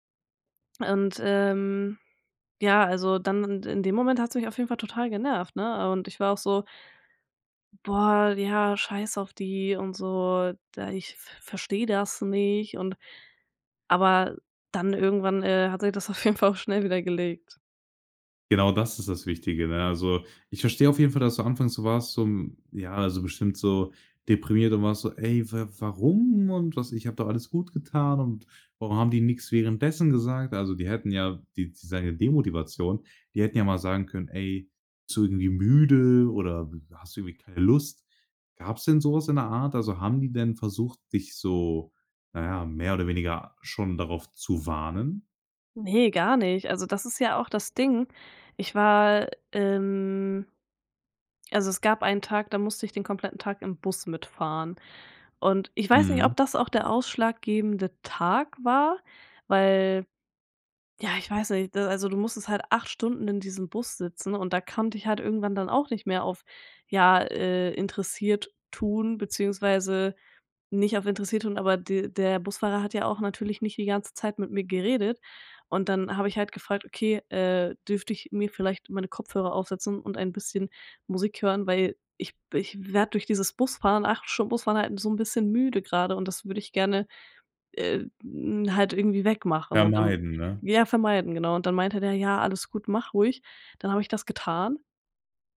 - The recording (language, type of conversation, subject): German, podcast, Kannst du von einem Misserfolg erzählen, der dich weitergebracht hat?
- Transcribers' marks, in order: laughing while speaking: "auf jeden Fall auch schnell"; stressed: "müde"; stressed: "Lust?"; drawn out: "ähm"